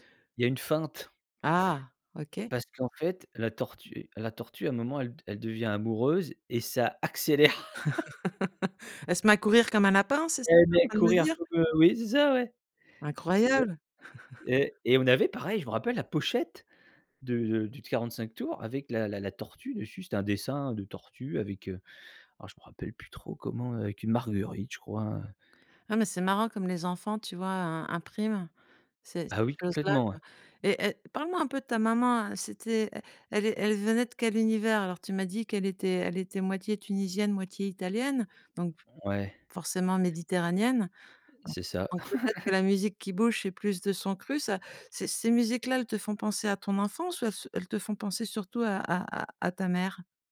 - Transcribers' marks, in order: laughing while speaking: "accélère"; laugh; chuckle; chuckle
- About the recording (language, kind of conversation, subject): French, podcast, Quelle chanson te rappelle ton enfance ?
- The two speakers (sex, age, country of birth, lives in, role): female, 50-54, France, France, host; male, 45-49, France, France, guest